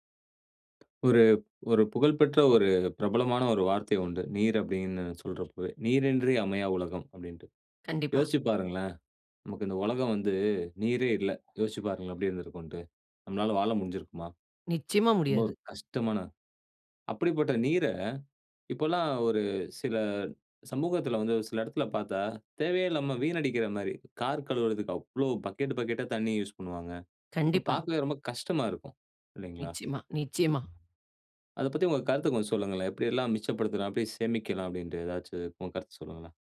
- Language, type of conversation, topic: Tamil, podcast, நாம் எல்லோரும் நீரை எப்படி மிச்சப்படுத்தலாம்?
- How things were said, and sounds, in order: other noise; other background noise